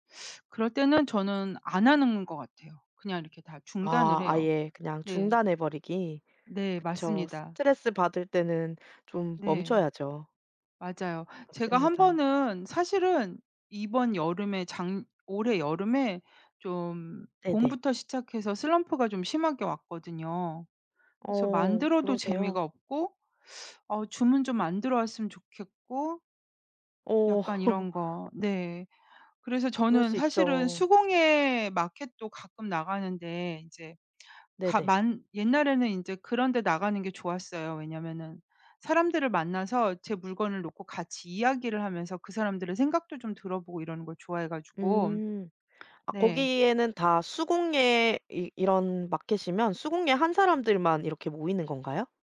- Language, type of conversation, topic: Korean, podcast, 창작 루틴은 보통 어떻게 짜시는 편인가요?
- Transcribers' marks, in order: teeth sucking; tapping; other background noise; laugh